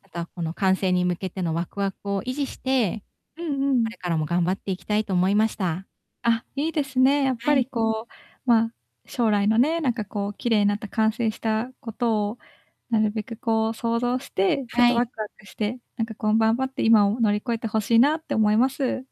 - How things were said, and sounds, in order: none
- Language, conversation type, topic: Japanese, advice, 変化による不安やストレスには、どのように対処すればよいですか？